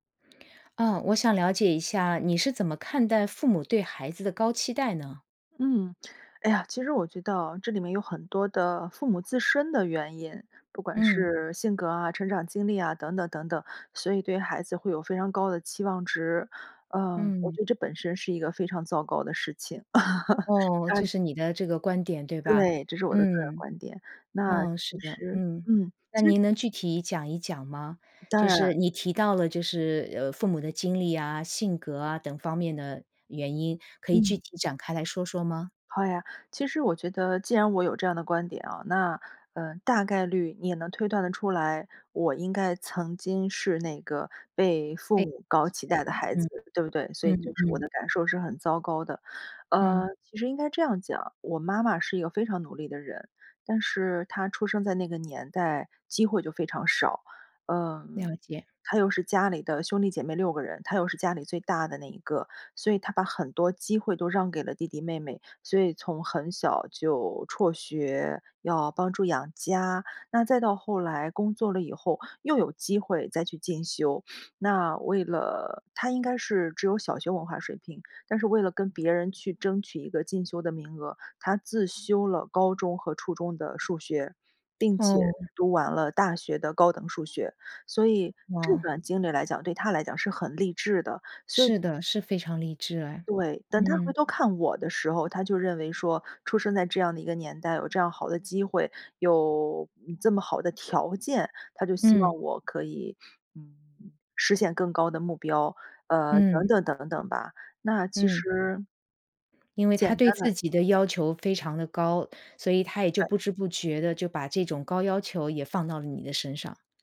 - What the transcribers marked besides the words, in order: laugh; sniff
- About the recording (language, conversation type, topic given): Chinese, podcast, 你如何看待父母对孩子的高期待？